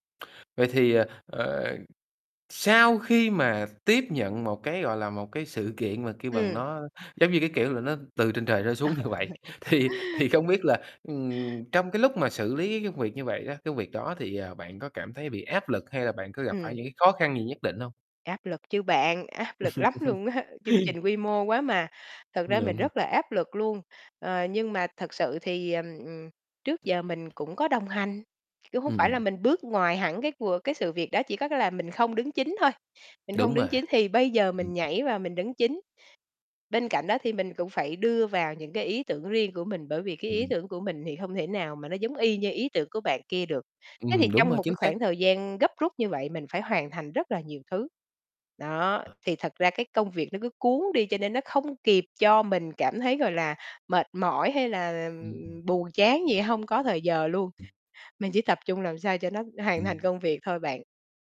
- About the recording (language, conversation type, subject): Vietnamese, podcast, Bạn làm thế nào để nói “không” mà vẫn không làm mất lòng người khác?
- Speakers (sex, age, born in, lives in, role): female, 40-44, Vietnam, Vietnam, guest; male, 30-34, Vietnam, Vietnam, host
- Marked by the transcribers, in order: laughing while speaking: "như"; other background noise; laughing while speaking: "thì"; laughing while speaking: "À"; chuckle; tapping; laugh; static; distorted speech